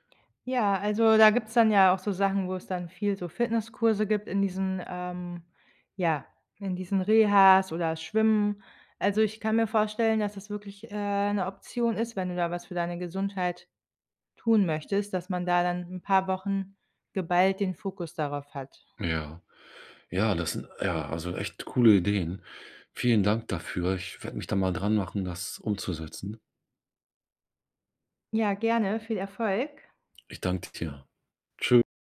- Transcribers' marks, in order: none
- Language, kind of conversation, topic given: German, advice, Warum fällt es mir schwer, regelmäßig Sport zu treiben oder mich zu bewegen?